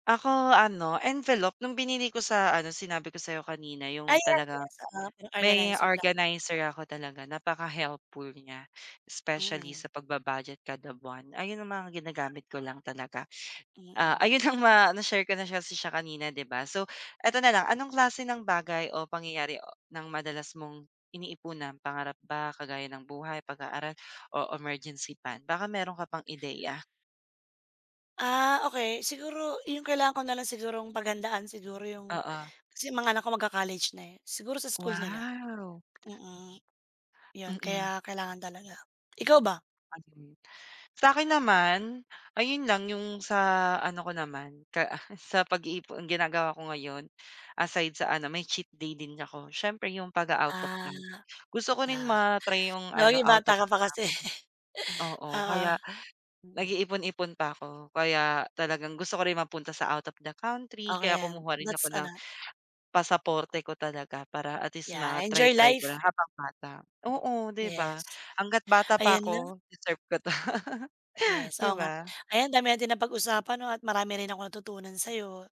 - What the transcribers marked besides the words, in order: in English: "cheat day"; in English: "out of town"; laugh; in English: "out of the country"; in English: "Yeah, enjoy life"; laugh
- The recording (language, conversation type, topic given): Filipino, unstructured, Paano mo pinaplano ang iyong buwanang gastusin, pinag-iipunan, at pagba-badyet sa mga emerhensiya, at ano ang pinakamalaking gastos mo ngayong taon?